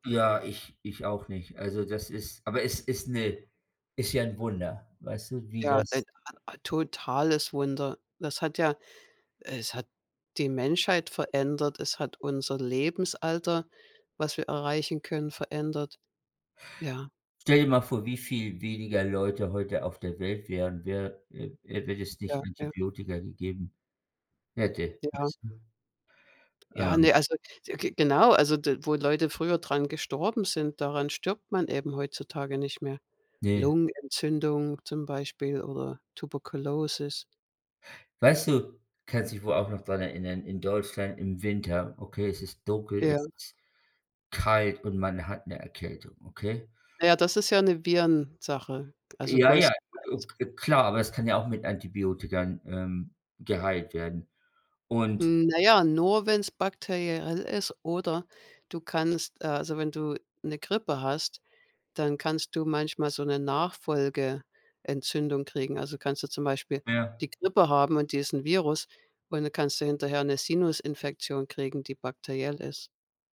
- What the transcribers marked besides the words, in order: "Antibiotika" said as "Antibiotikan"
- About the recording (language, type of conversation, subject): German, unstructured, Warum war die Entdeckung des Penicillins so wichtig?
- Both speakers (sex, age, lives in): female, 55-59, United States; male, 55-59, United States